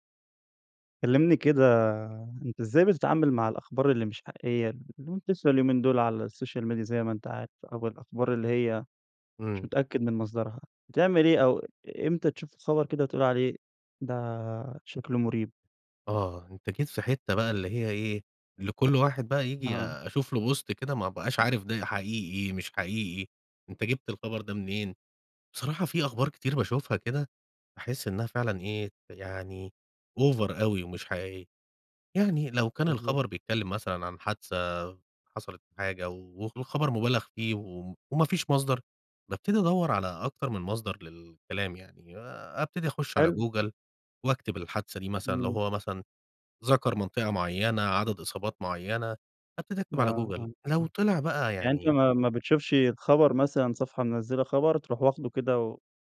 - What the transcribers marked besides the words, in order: in English: "السوشيال ميديا"; in English: "بوست"; in English: "أوفر"
- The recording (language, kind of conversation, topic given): Arabic, podcast, إزاي بتتعامل مع الأخبار الكاذبة على السوشيال ميديا؟